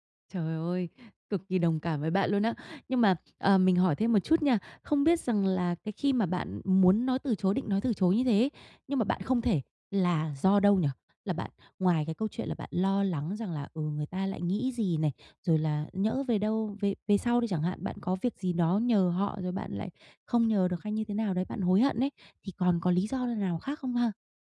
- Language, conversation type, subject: Vietnamese, advice, Làm sao để nói “không” mà không hối tiếc?
- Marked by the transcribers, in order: tapping